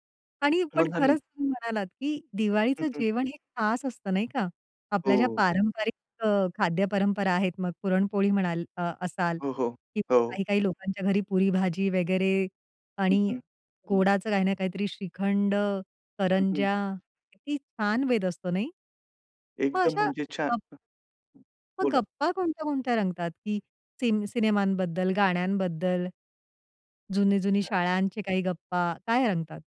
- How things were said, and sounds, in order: other background noise
- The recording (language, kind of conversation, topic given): Marathi, podcast, एकत्र जेवताना तुमच्या घरातल्या गप्पा कशा रंगतात?